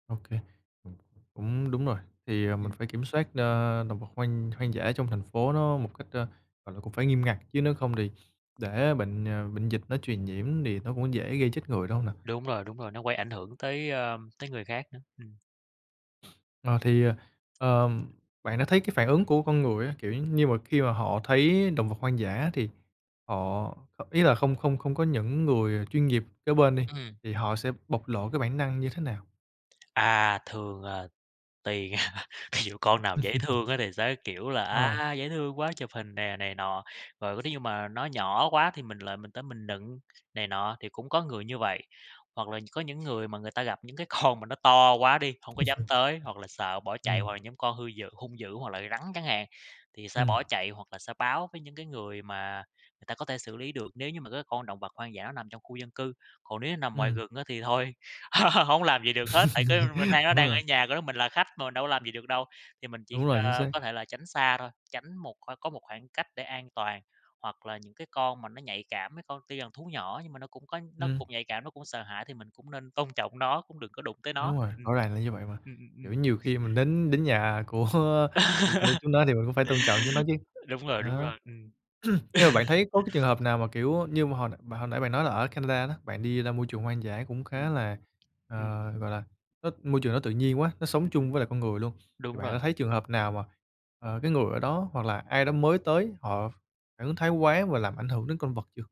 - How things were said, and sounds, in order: other background noise; tapping; chuckle; laughing while speaking: "Thí dụ"; chuckle; laughing while speaking: "con"; chuckle; laugh; chuckle; laughing while speaking: "của"; chuckle; throat clearing; chuckle
- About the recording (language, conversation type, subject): Vietnamese, podcast, Gặp động vật hoang dã ngoài đường, bạn thường phản ứng ra sao?